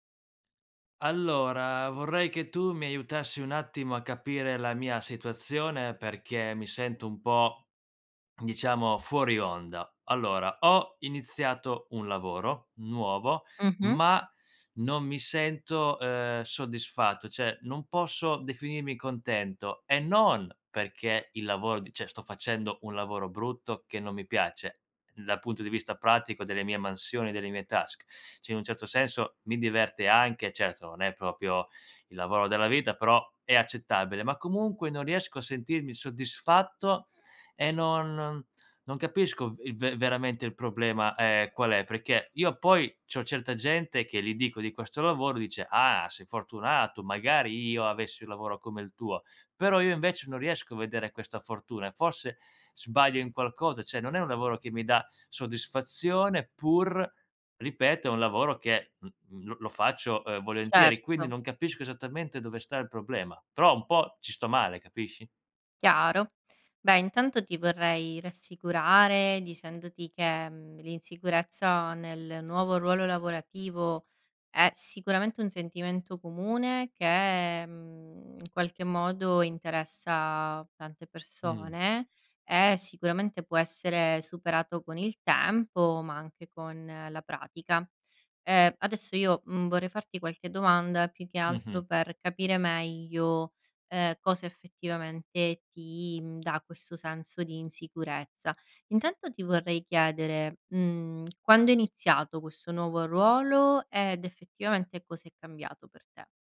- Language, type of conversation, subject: Italian, advice, Come posso affrontare l’insicurezza nel mio nuovo ruolo lavorativo o familiare?
- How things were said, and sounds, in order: tapping; stressed: "non"; "cioè" said as "ceh"; in English: "task"; "Cioè" said as "ceh"; "Cioè" said as "ceh"; other background noise